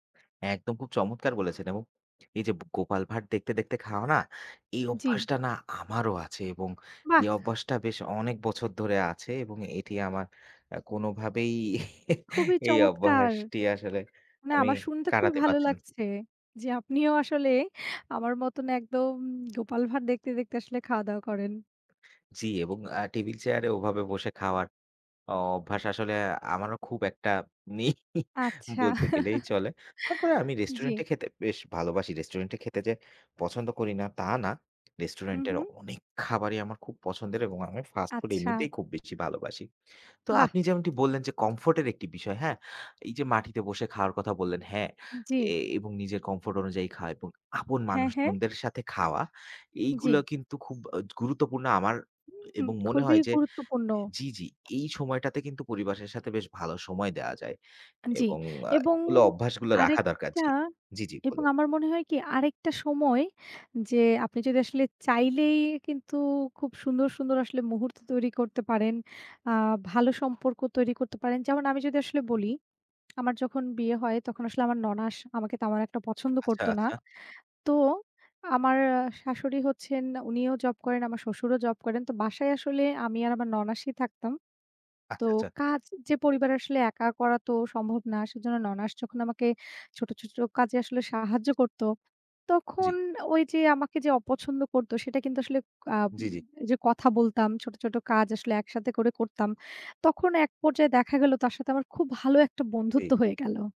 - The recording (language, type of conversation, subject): Bengali, unstructured, পরিবারে কীভাবে ভালো সম্পর্ক গড়ে তোলা যায়?
- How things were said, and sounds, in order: scoff; other background noise; lip smack; laughing while speaking: "নেই ই"; chuckle; tsk; tapping